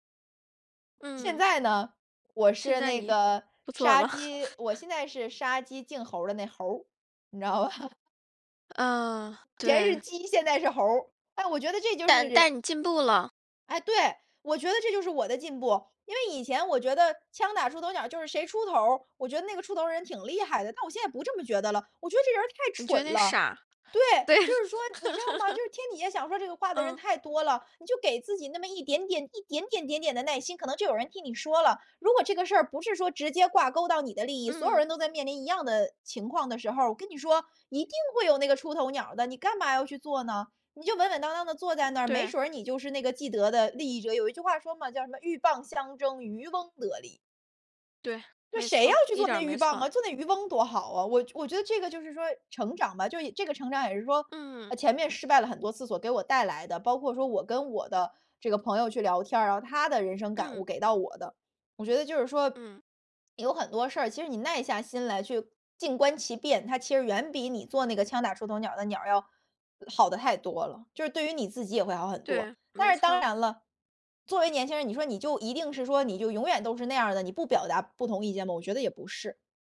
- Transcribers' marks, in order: laughing while speaking: "不做了"; laugh; laughing while speaking: "你知道吧 ？"; laughing while speaking: "对"; laugh; other background noise
- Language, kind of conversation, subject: Chinese, podcast, 怎么在工作场合表达不同意见而不失礼？